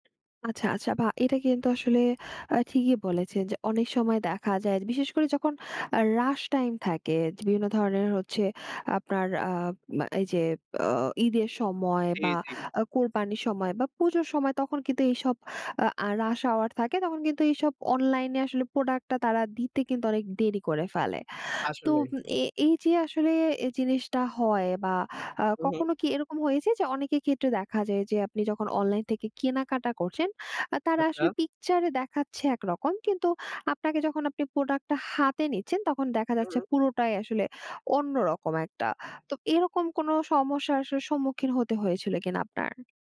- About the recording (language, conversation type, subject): Bengali, podcast, অনলাইনে কেনাকাটা আপনার জীবনে কী পরিবর্তন এনেছে?
- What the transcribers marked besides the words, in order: other background noise